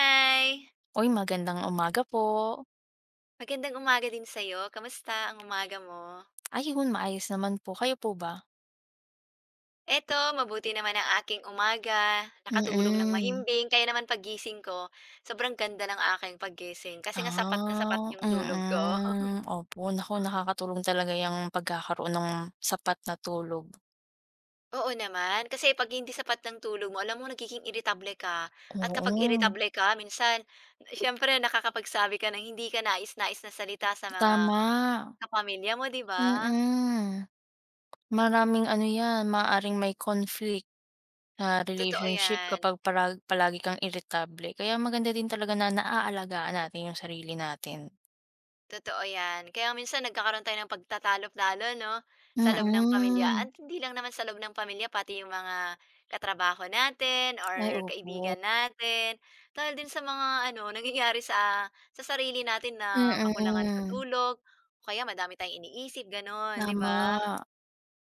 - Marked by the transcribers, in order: chuckle; drawn out: "Mm"
- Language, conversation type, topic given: Filipino, unstructured, Ano ang ginagawa mo para maiwasan ang paulit-ulit na pagtatalo?